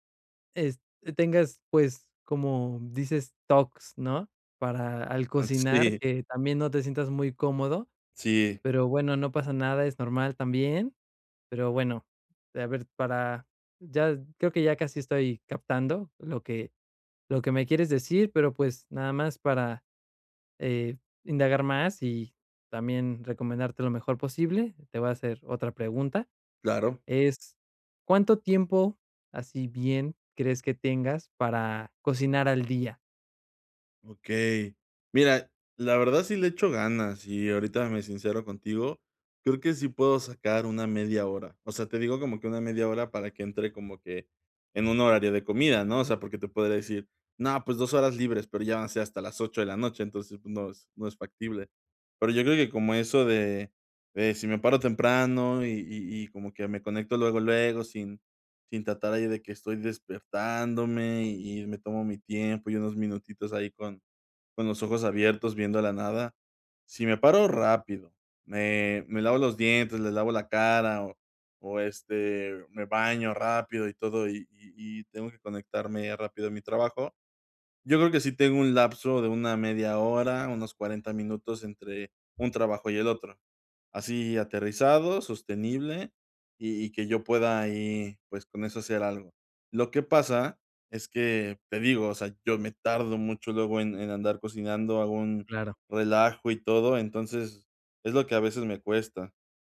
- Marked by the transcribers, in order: laughing while speaking: "sí"
- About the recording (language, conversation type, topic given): Spanish, advice, ¿Cómo puedo sentirme más seguro al cocinar comidas saludables?